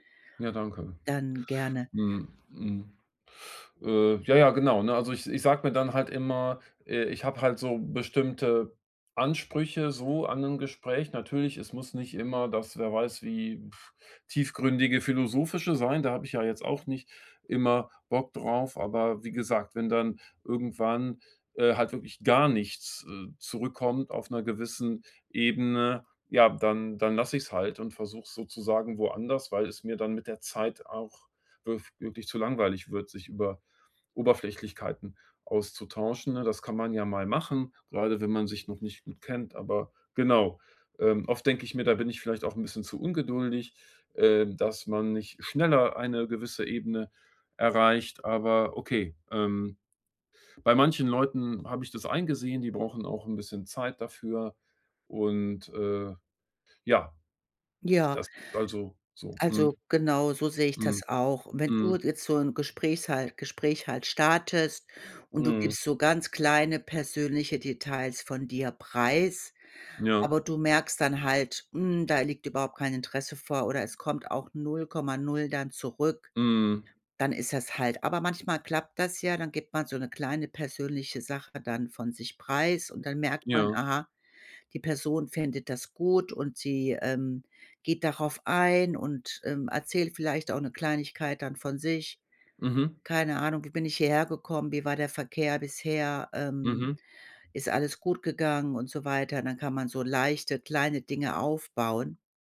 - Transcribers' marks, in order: blowing; "Gesprächs" said as "Gespräch"; other background noise
- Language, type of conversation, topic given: German, advice, Wie kann ich Gespräche vertiefen, ohne aufdringlich zu wirken?